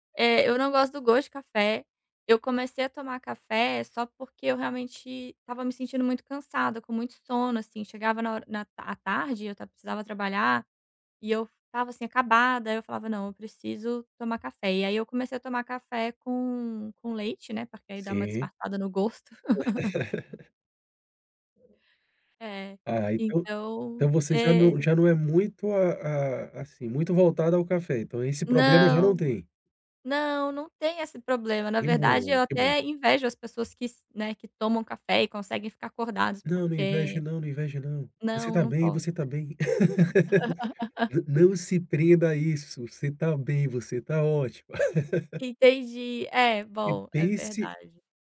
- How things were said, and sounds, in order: laugh; other background noise; tapping; laugh; laugh
- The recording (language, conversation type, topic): Portuguese, advice, Como posso criar rituais relaxantes antes de dormir?